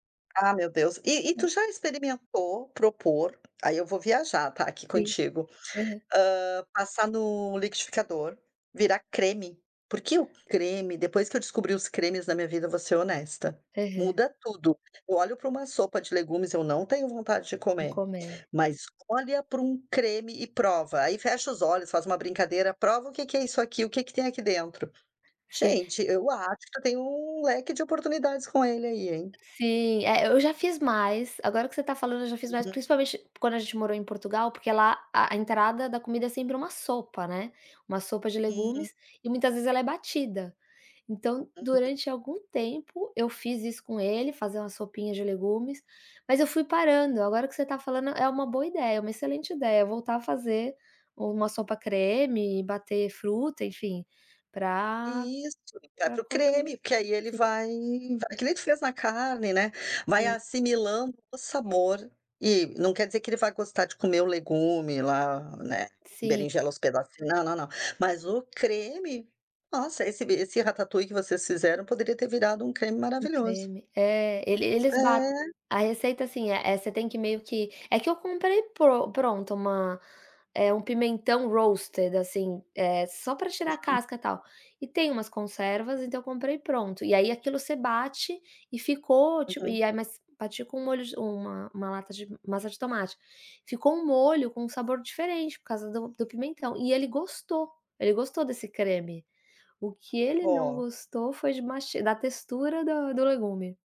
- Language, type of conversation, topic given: Portuguese, advice, Como é morar com um parceiro que tem hábitos alimentares opostos?
- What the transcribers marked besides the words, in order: tapping; in French: "ratatouille"; in English: "roasted"